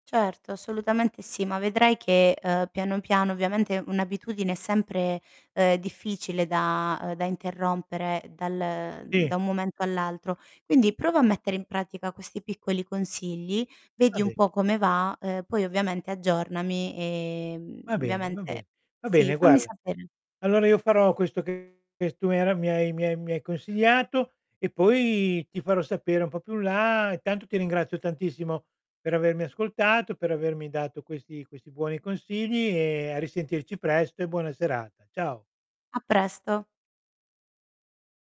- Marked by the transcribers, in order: tapping; distorted speech; drawn out: "e"; "ovviamente" said as "viamente"; drawn out: "poi"
- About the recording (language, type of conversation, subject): Italian, advice, Ho paura che i pisolini peggiorino la mia insonnia cronica: cosa posso fare?